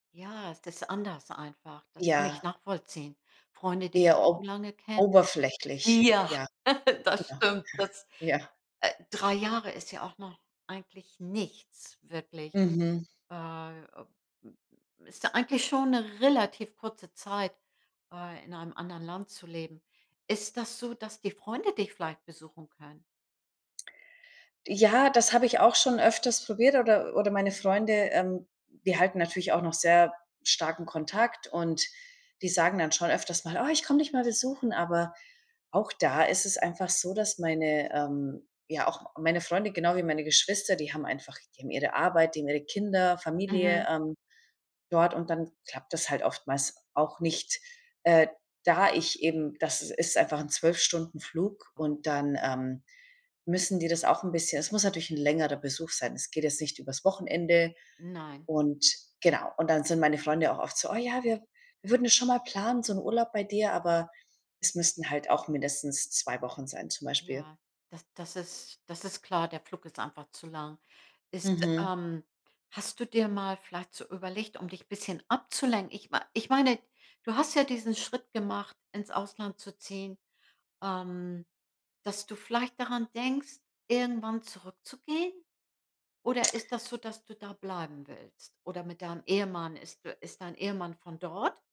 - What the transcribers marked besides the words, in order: unintelligible speech; stressed: "Ja"; laugh; laughing while speaking: "Das stimmt, das"; stressed: "nichts"; other noise
- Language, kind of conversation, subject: German, advice, Wie gehst du nach dem Umzug mit Heimweh und Traurigkeit um?